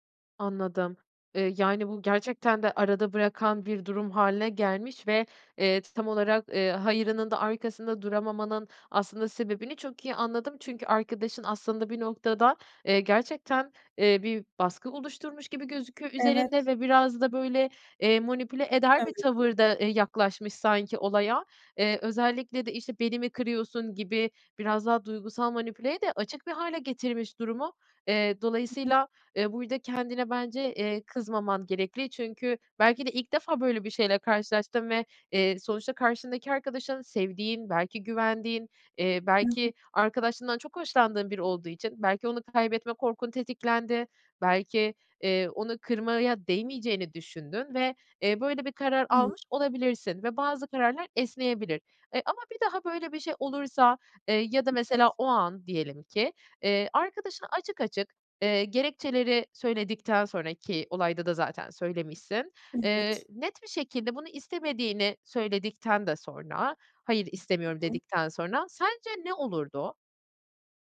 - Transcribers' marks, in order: other background noise; tapping
- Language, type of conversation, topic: Turkish, advice, Kişisel sınırlarımı nasıl daha iyi belirleyip koruyabilirim?